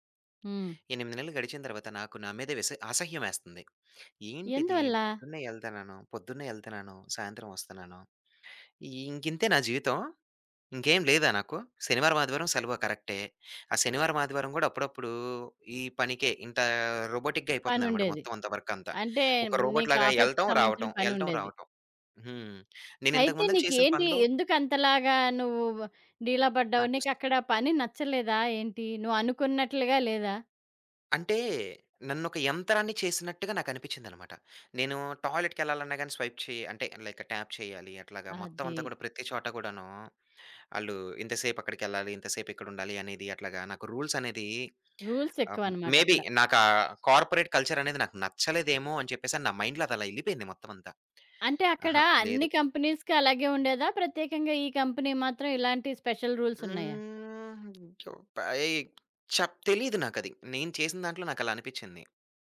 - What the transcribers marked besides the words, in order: in English: "రోబోటిక్‌గా"; in English: "ఆఫీస్‌కి"; in English: "రోబోట్"; tapping; in English: "టాయిలెట్‌కెళ్లాలన్నా"; in English: "స్వైప్"; in English: "లైక్ ట్యాప్"; in English: "మేబీ"; in English: "కార్పొరేట్"; in English: "మైండ్‌లో"; in English: "కంపెనీస్‌కి"; in English: "కంపెనీ"; in English: "స్పెషల్"; drawn out: "హ్మ్"
- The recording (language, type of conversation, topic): Telugu, podcast, ఉద్యోగ భద్రతా లేదా స్వేచ్ఛ — మీకు ఏది ఎక్కువ ముఖ్యమైంది?